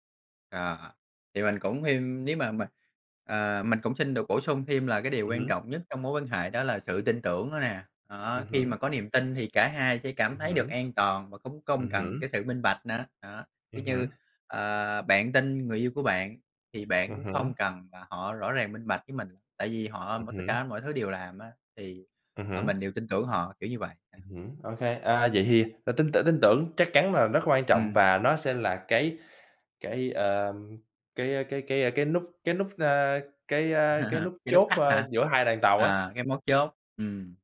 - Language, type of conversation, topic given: Vietnamese, unstructured, Theo bạn, điều quan trọng nhất trong một mối quan hệ là gì?
- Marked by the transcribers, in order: tapping; other background noise; chuckle